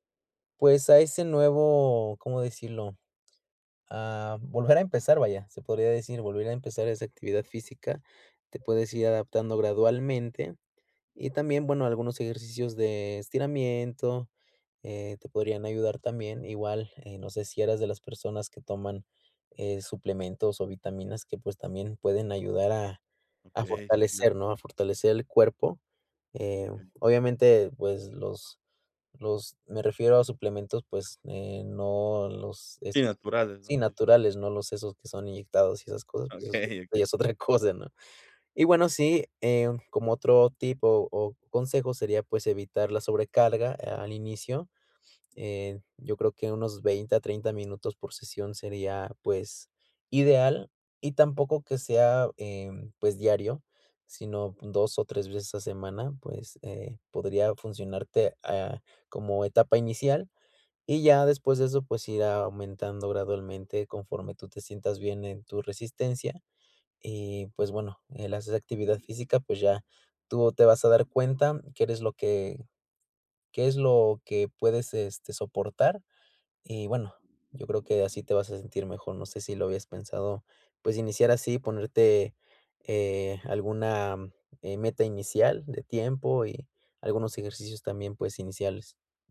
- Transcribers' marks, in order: laughing while speaking: "Okey"; laughing while speaking: "ya es otra cosa"
- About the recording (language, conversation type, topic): Spanish, advice, ¿Cómo puedo retomar mis hábitos después de un retroceso?